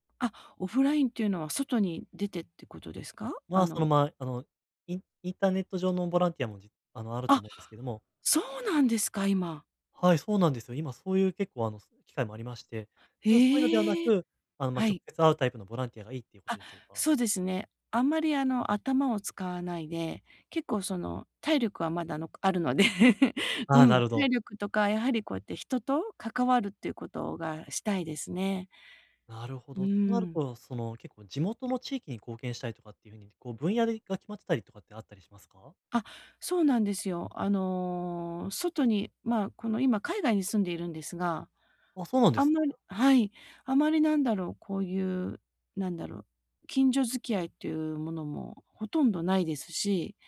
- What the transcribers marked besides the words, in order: laughing while speaking: "あるので"
- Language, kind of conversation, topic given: Japanese, advice, 限られた時間で、どうすれば周りの人や社会に役立つ形で貢献できますか？